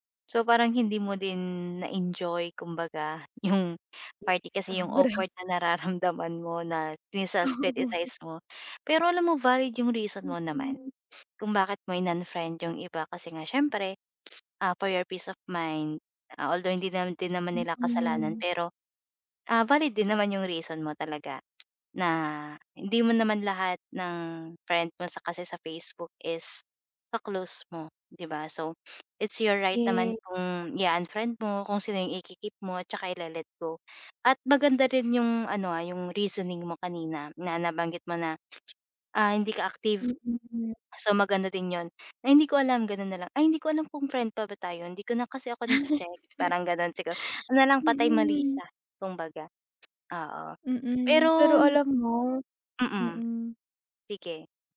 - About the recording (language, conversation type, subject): Filipino, advice, Bakit pakiramdam ko ay naiiba ako at naiilang kapag kasama ko ang barkada?
- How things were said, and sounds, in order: laughing while speaking: "yung"; chuckle; sniff; tapping; sniff; other background noise; laugh